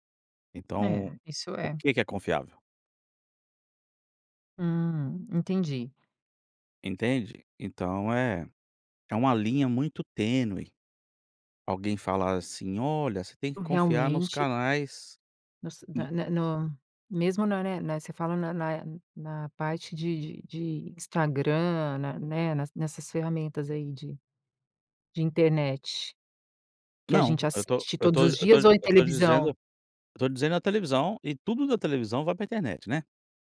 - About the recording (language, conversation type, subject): Portuguese, podcast, O que faz um conteúdo ser confiável hoje?
- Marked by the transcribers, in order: none